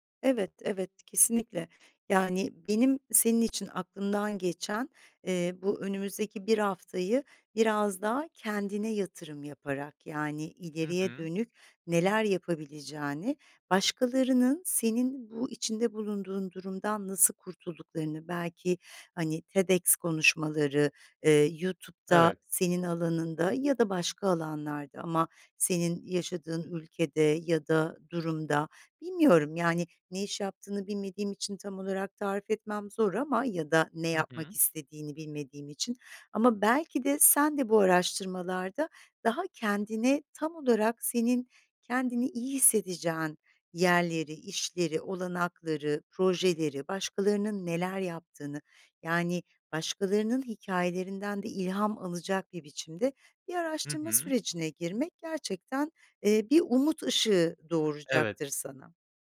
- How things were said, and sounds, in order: other background noise; tapping
- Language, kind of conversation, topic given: Turkish, advice, İşten tükenmiş hissedip işe geri dönmekten neden korkuyorsun?